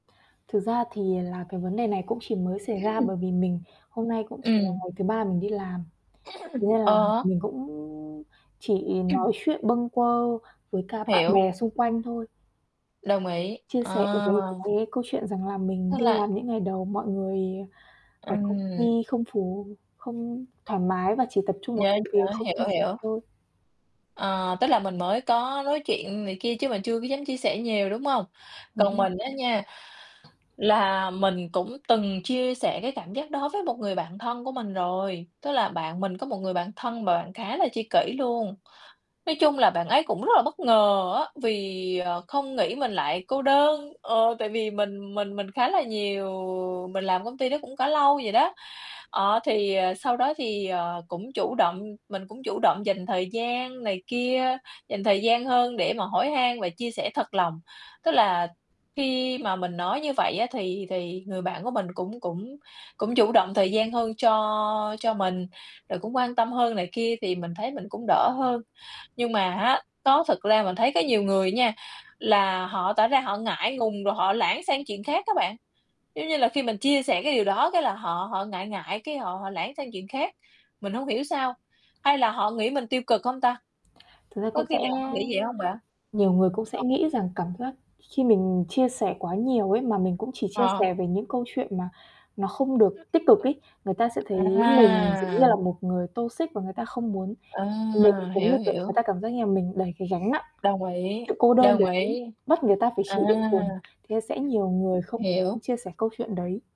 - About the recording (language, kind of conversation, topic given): Vietnamese, unstructured, Bạn có bao giờ cảm thấy cô đơn giữa đám đông không?
- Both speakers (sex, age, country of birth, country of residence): female, 20-24, Vietnam, Vietnam; female, 35-39, Vietnam, Vietnam
- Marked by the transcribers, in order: static; throat clearing; tapping; throat clearing; distorted speech; other background noise; other noise; in English: "toxic"